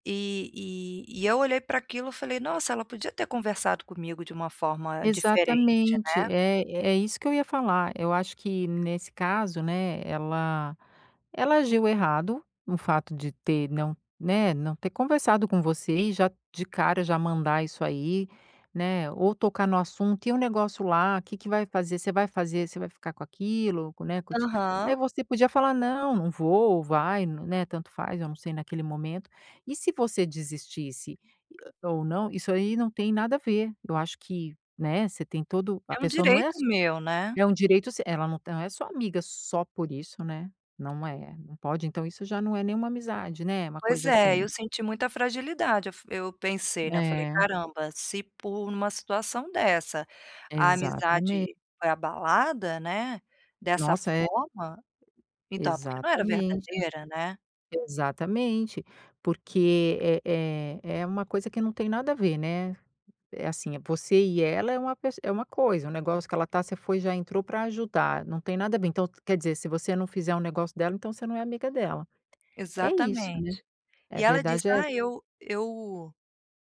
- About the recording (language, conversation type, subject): Portuguese, advice, Quando vale a pena responder a uma crítica e quando é melhor deixar pra lá?
- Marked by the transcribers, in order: tapping; other background noise